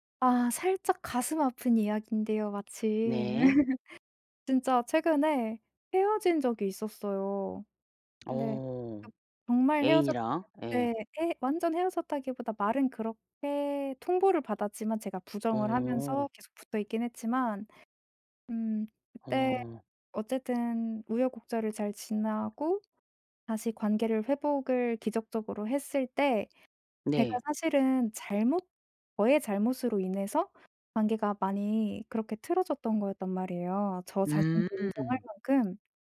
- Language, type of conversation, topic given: Korean, podcast, 사랑이나 관계에서 배운 가장 중요한 교훈은 무엇인가요?
- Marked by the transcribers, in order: other background noise; laugh; tapping